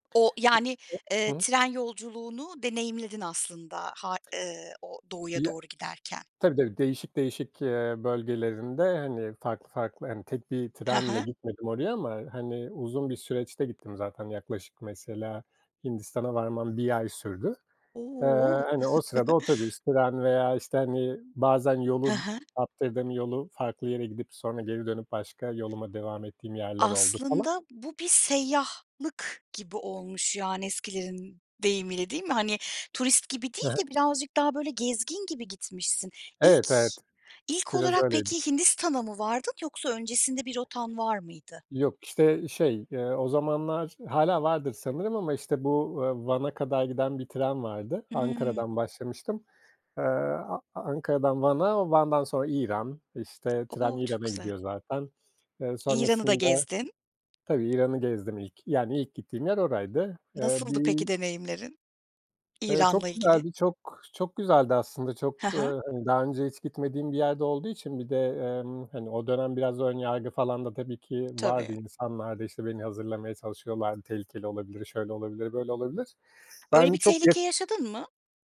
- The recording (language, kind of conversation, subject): Turkish, podcast, Bize yaptığın en unutulmaz geziyi anlatır mısın?
- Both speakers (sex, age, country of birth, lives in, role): female, 35-39, Turkey, Germany, host; male, 40-44, Turkey, Portugal, guest
- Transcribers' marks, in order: unintelligible speech; other background noise; chuckle; unintelligible speech; tapping